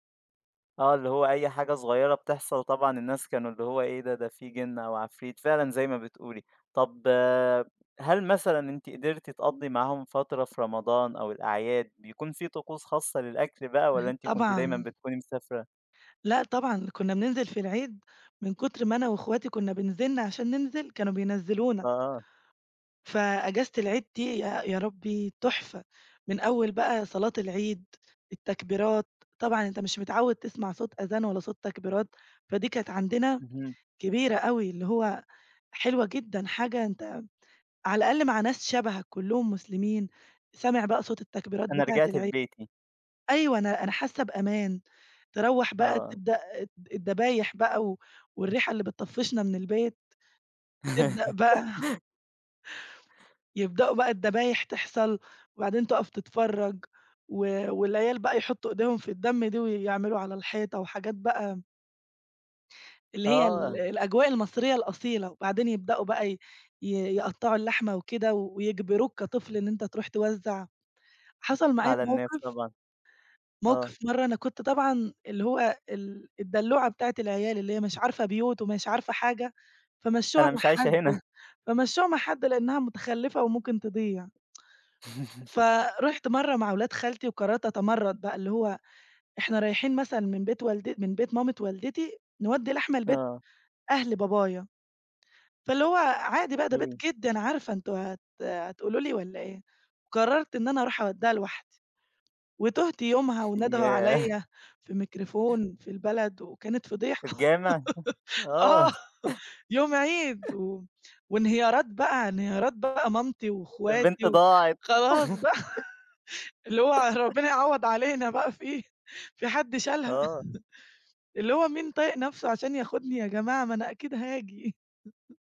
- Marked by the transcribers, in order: laugh; chuckle; chuckle; tsk; tapping; other background noise; other noise; chuckle; laugh; laughing while speaking: "وخلاص بقى اللي هو ربنا يعوض علينا بقى في في حد شالها"; chuckle; laugh
- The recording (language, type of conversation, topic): Arabic, podcast, إيه ذكريات الطفولة المرتبطة بالأكل اللي لسه فاكراها؟